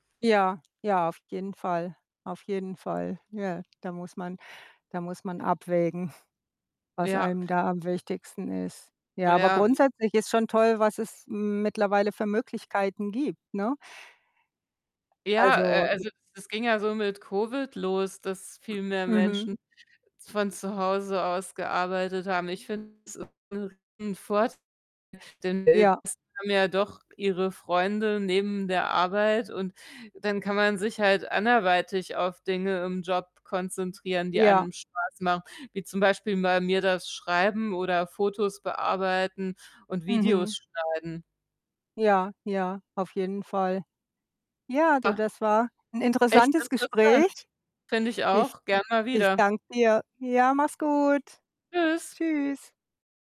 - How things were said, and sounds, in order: other background noise; distorted speech; unintelligible speech; static
- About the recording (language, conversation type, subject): German, unstructured, Was macht dir an deiner Arbeit am meisten Spaß?